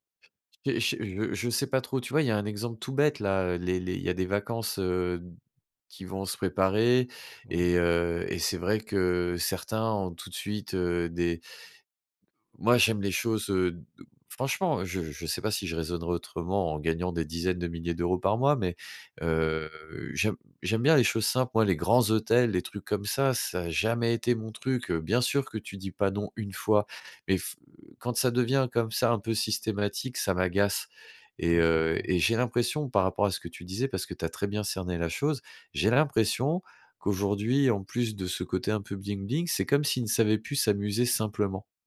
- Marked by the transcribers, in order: none
- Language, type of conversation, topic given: French, advice, Comment gérer la pression sociale pour dépenser lors d’événements et de sorties ?